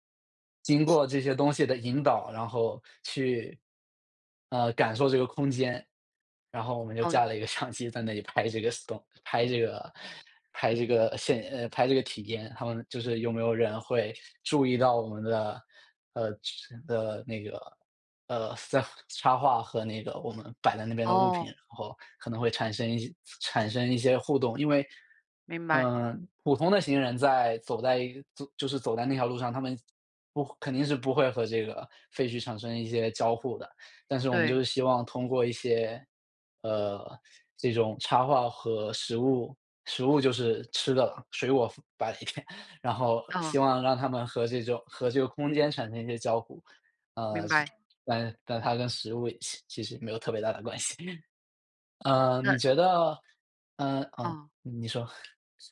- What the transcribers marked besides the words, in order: laughing while speaking: "相机"; in English: "Stone"; laughing while speaking: "摆一点"; laughing while speaking: "大的关系"; chuckle
- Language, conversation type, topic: Chinese, unstructured, 在你看来，食物与艺术之间有什么关系？